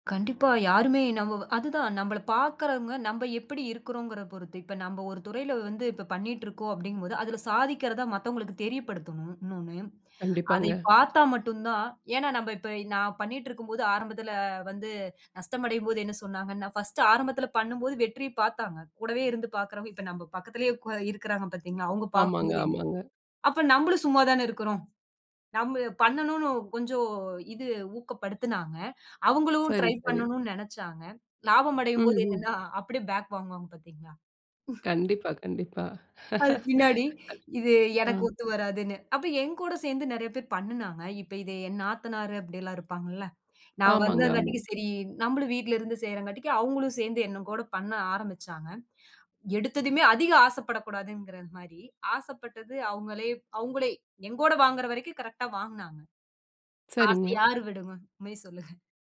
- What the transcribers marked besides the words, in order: unintelligible speech; laugh
- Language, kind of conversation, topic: Tamil, podcast, தோல்வி ஏற்பட்டால் அதை வெற்றியாக மாற்ற நீங்கள் என்ன செய்ய வேண்டும்?